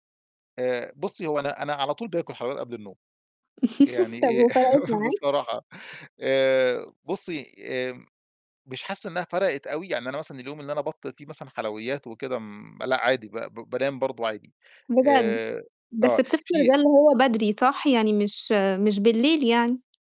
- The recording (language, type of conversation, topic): Arabic, podcast, إيه العادات اللي بتخلي نومك أحسن؟
- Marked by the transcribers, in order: chuckle; tapping